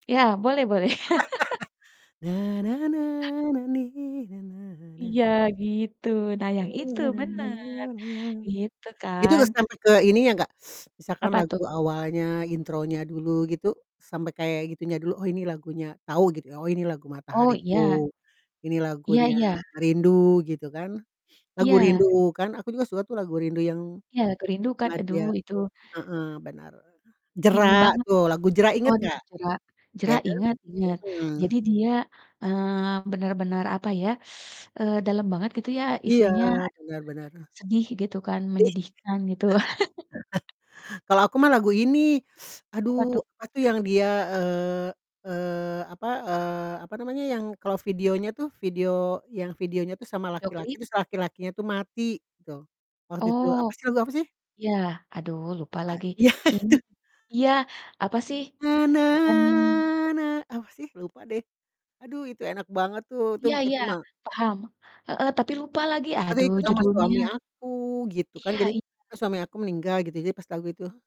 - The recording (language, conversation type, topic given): Indonesian, podcast, Siapa musisi yang paling memengaruhi selera musikmu?
- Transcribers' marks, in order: other background noise; laugh; humming a tune; laugh; teeth sucking; distorted speech; teeth sucking; chuckle; laugh; teeth sucking; laughing while speaking: "ya itu"; humming a tune